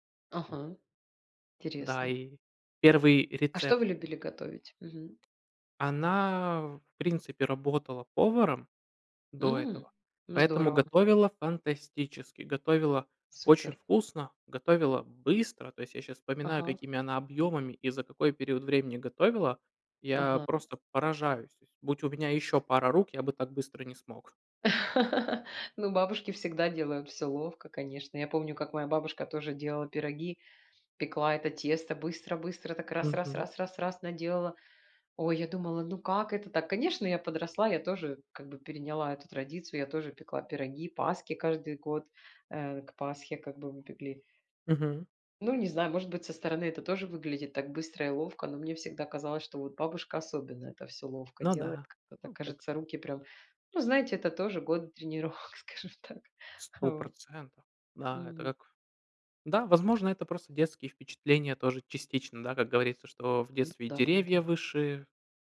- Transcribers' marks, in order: "интересно" said as "тересно"; tapping; other background noise; laugh; laughing while speaking: "тренировок, скажем"
- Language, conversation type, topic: Russian, unstructured, Какая традиция из твоего детства тебе запомнилась больше всего?